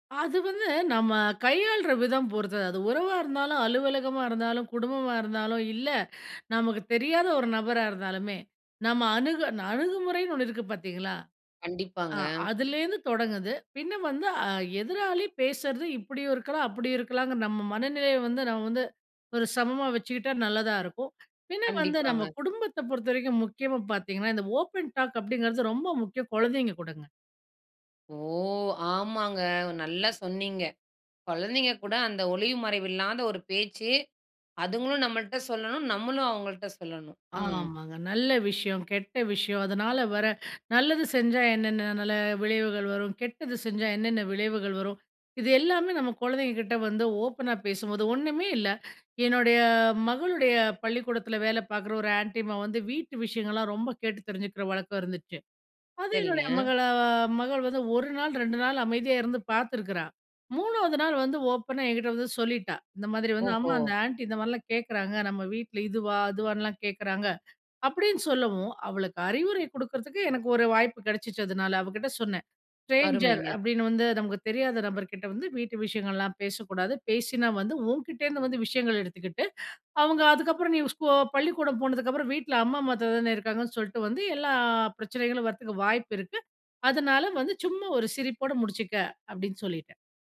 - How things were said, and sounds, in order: in English: "ஓப்பன் டாக்"; surprised: "ஓ ஆமாங்க!"; drawn out: "ஓ"; other background noise; in English: "ஸ்ட்ரேஞ்சர்"
- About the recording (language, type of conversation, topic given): Tamil, podcast, திறந்த மனத்துடன் எப்படிப் பயனுள்ளதாகத் தொடர்பு கொள்ளலாம்?